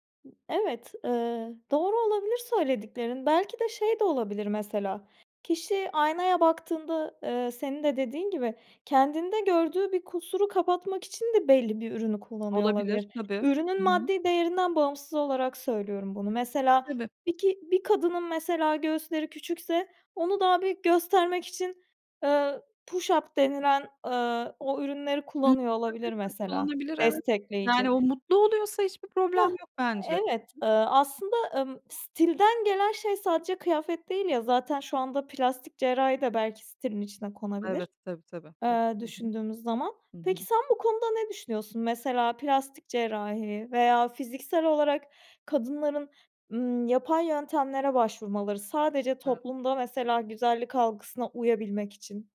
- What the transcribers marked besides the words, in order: other background noise; in English: "push up"; unintelligible speech; unintelligible speech
- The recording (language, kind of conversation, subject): Turkish, podcast, Kendi stilini geliştirmek isteyen birine vereceğin ilk ve en önemli tavsiye nedir?